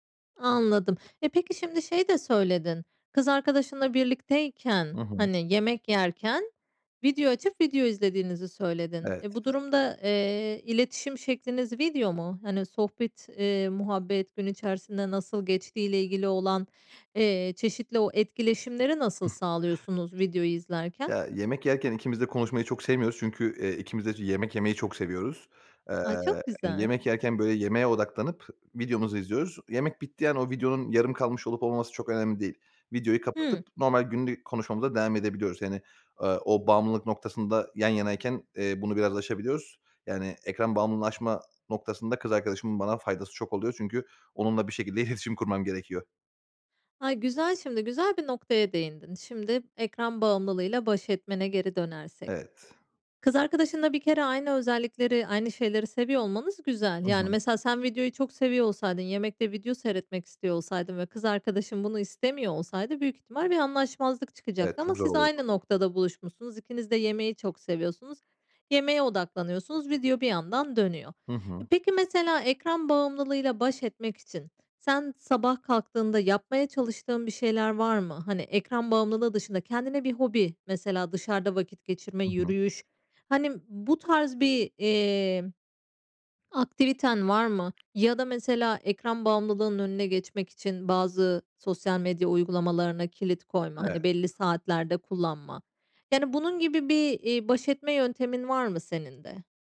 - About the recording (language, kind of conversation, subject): Turkish, podcast, Ekran bağımlılığıyla baş etmek için ne yaparsın?
- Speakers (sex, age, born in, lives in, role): female, 35-39, Turkey, Spain, host; male, 30-34, Turkey, Bulgaria, guest
- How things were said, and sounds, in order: other noise; laughing while speaking: "iletişim"; tapping